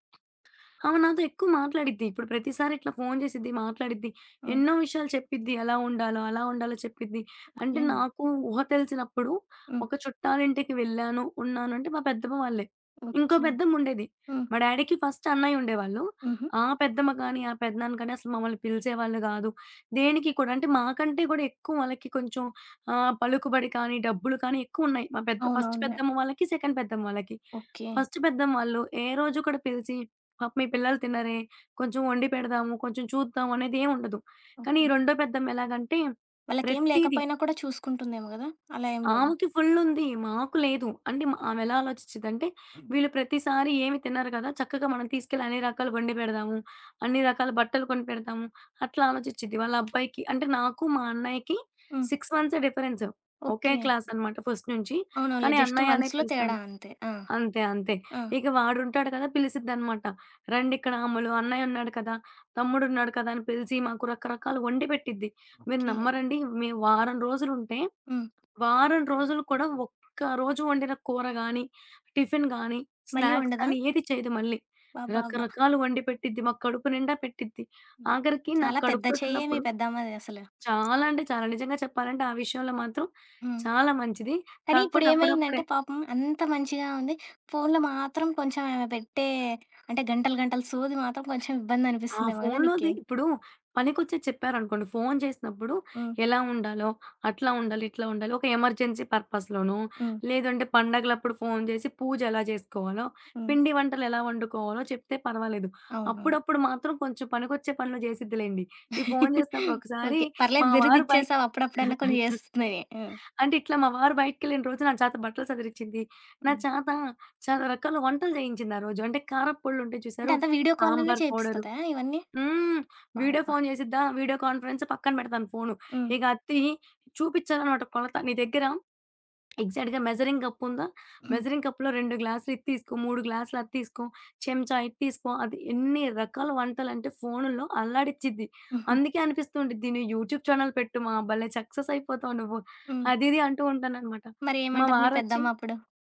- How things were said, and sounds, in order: other background noise; in English: "డ్యాడీకి ఫస్ట్"; in English: "ఫస్ట్"; in English: "సెకండ్"; in English: "ఫస్ట్"; in English: "ఫుల్"; in English: "సిక్స్ మంత్సే డిఫరెన్స్"; in English: "క్లాస్"; in English: "జస్ట్ మంత్స్‌లో"; in English: "ఫస్ట్"; tapping; in English: "స్నాక్స్"; in English: "ఎమర్జెన్సీ పర్పస్‌లోనొ"; chuckle; giggle; in English: "పౌడర్"; in English: "కాల్"; in English: "కాన్ఫరెన్స్"; in English: "ఎగ్జాక్ట్‌గా మెజరింగ్"; in English: "మెజరింగ్"; in English: "యూట్యూబ్ ఛానెల్"; in English: "సక్సెస్"
- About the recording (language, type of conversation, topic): Telugu, podcast, ఫోన్‌లో మాట్లాడేటప్పుడు నిజంగా శ్రద్ధగా ఎలా వినాలి?